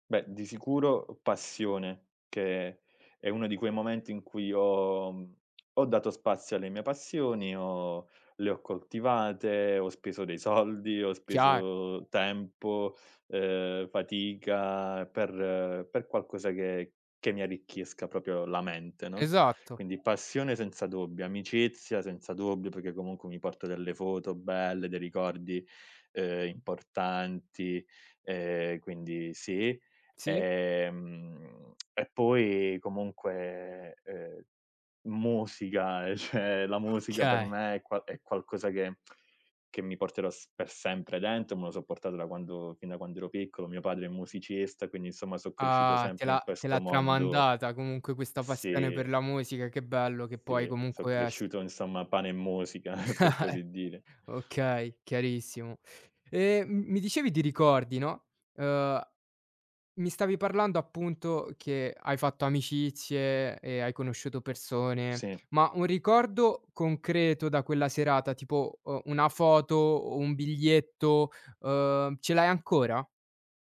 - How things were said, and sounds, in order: laughing while speaking: "soldi"; "proprio" said as "propio"; "cioè" said as "ceh"; lip smack; other background noise; "Okay" said as "kay"; laugh; chuckle
- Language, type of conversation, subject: Italian, podcast, Qual è un concerto che ti ha cambiato la vita?